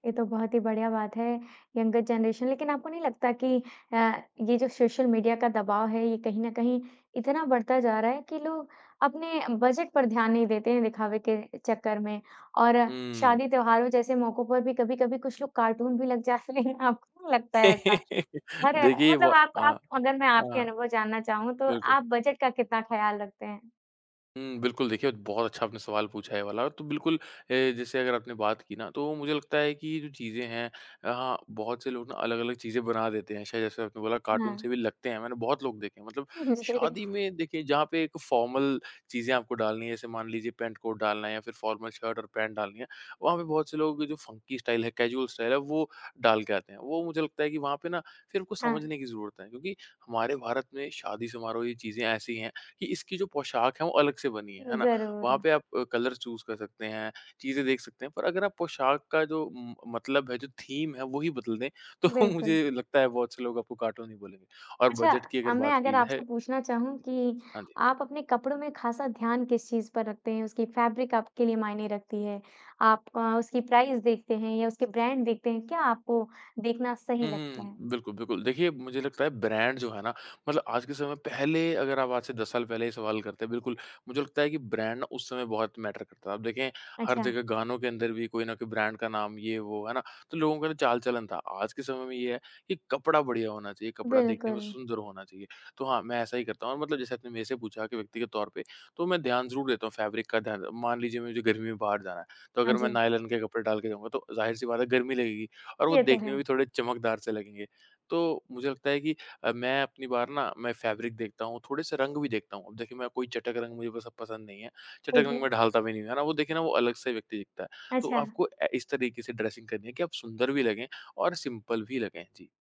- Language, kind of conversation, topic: Hindi, podcast, फैशन के रुझानों का पालन करना चाहिए या अपना खुद का अंदाज़ बनाना चाहिए?
- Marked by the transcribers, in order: in English: "यंगर जनरेशन"; laughing while speaking: "जाते है आपको"; chuckle; horn; chuckle; laughing while speaking: "जी"; in English: "फॉर्मल"; in English: "फॉर्मल"; in English: "फ़ंकी स्टाइल"; in English: "कैजुअल स्टाइल"; in English: "कलर चूज़"; in English: "थीम"; laughing while speaking: "तो मुझे"; in English: "कार्टून"; tapping; other noise; in English: "फैब्रिक"; in English: "प्राइस"; in English: "ब्रांड"; in English: "ब्रांड"; in English: "ब्रांड"; in English: "मैटर"; in English: "ब्रांड"; in English: "फैब्रिक"; in English: "फैब्रिक"; in English: "ड्रेसिंग"; in English: "सिंपल"